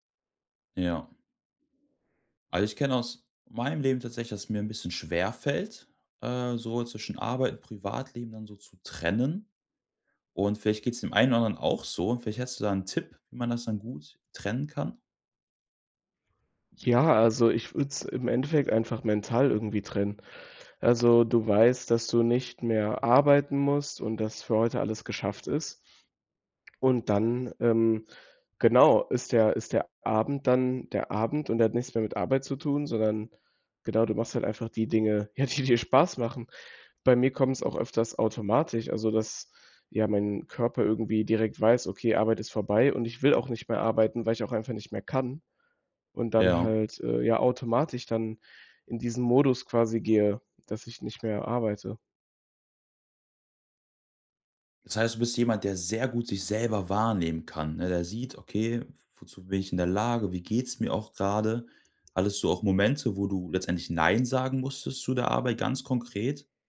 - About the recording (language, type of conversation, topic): German, podcast, Wie hat das Arbeiten im Homeoffice deinen Tagesablauf verändert?
- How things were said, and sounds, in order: other background noise